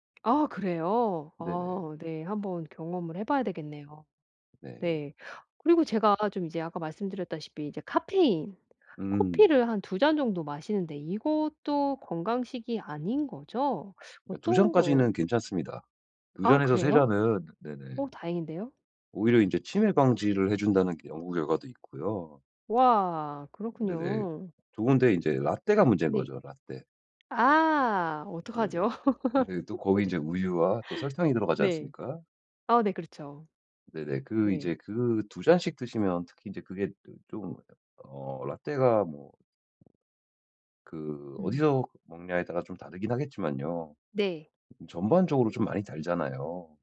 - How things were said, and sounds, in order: tapping; other background noise; laugh
- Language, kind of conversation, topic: Korean, advice, 건강한 간식 선택